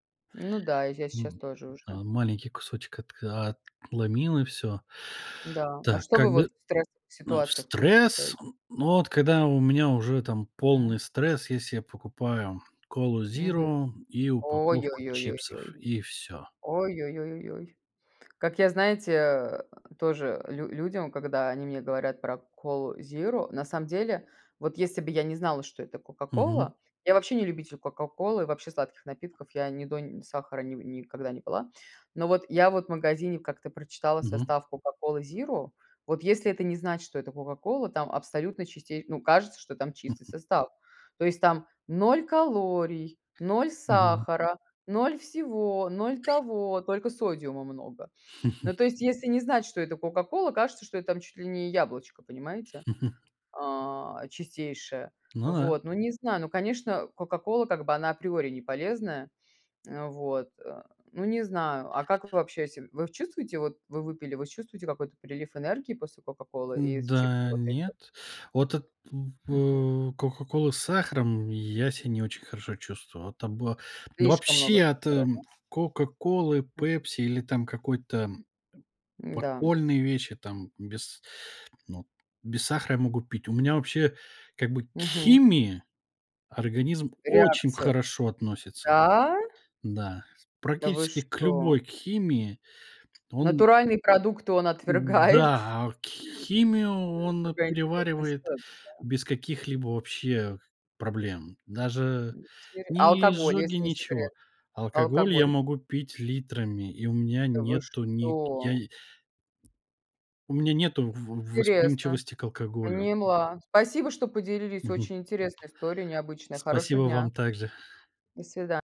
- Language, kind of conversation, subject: Russian, unstructured, Как еда влияет на настроение?
- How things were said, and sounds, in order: put-on voice: "зиро"; in English: "зиро"; put-on voice: "зиро"; in English: "зиро"; put-on voice: "зиро"; in English: "зиро"; chuckle; other noise; chuckle; chuckle; tapping; other background noise; stressed: "очень"; surprised: "Да?"; surprised: "Да вы что?"; surprised: "отвергает?"; laughing while speaking: "отвергает?"; surprised: "Да вы что?"